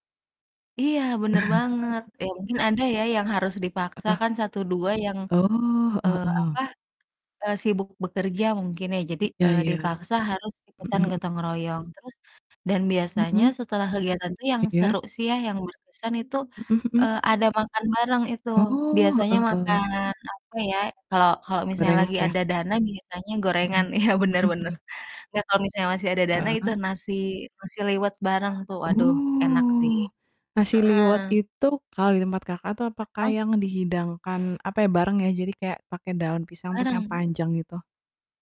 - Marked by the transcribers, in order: laugh; distorted speech; other background noise; laughing while speaking: "iya"; drawn out: "Oh"
- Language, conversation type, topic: Indonesian, unstructured, Apa yang bisa kita pelajari dari budaya gotong royong di Indonesia?